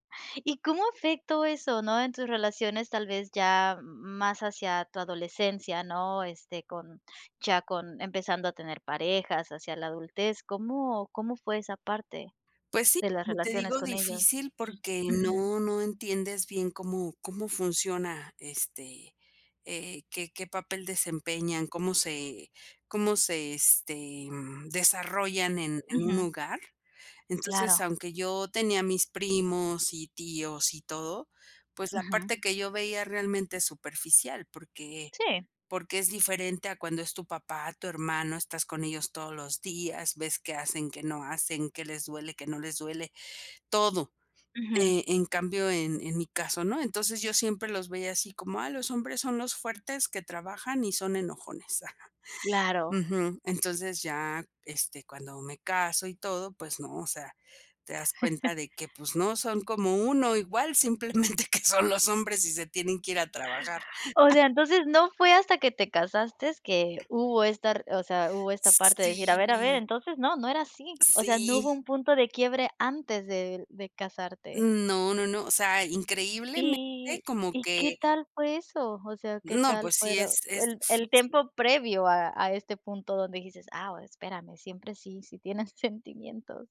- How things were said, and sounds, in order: chuckle; laughing while speaking: "simplemente que"; chuckle; tapping; other background noise; unintelligible speech; laughing while speaking: "sentimientos?"
- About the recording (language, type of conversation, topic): Spanish, podcast, ¿Cómo crees que tu infancia ha influido en tus relaciones actuales?